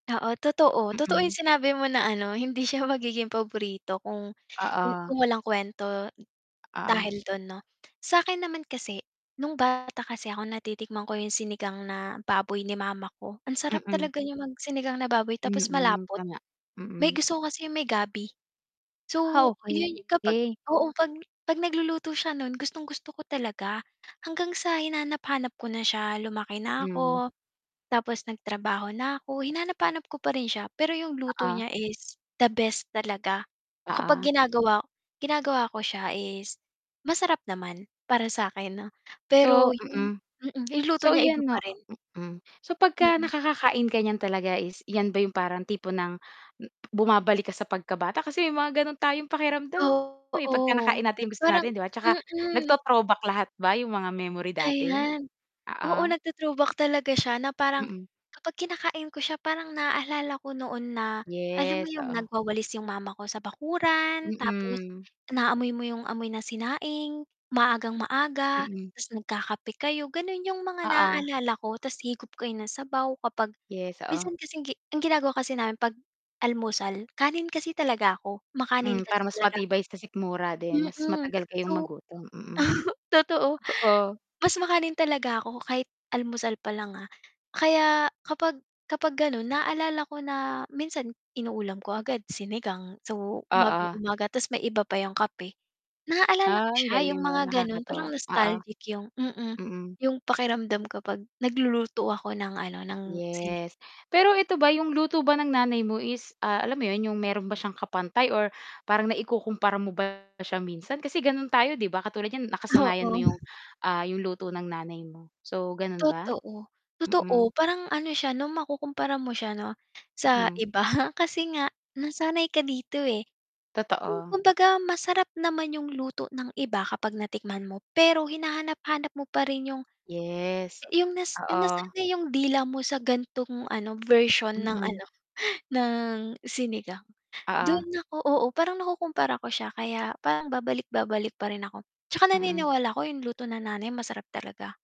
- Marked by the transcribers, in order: static; other background noise; tapping; distorted speech; lip smack; scoff; scoff
- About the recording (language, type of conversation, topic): Filipino, podcast, Ano ang paborito mong pampaginhawang pagkain, at bakit?